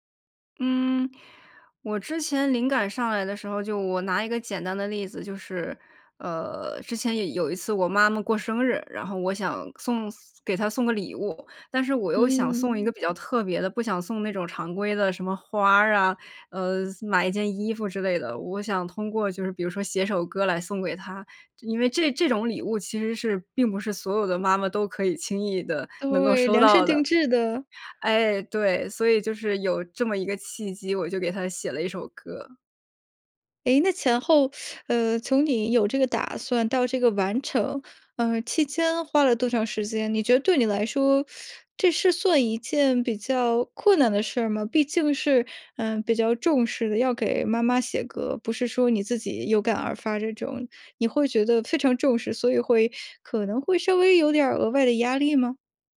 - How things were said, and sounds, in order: other noise; teeth sucking; teeth sucking
- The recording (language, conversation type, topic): Chinese, podcast, 你怎么让观众对作品产生共鸣?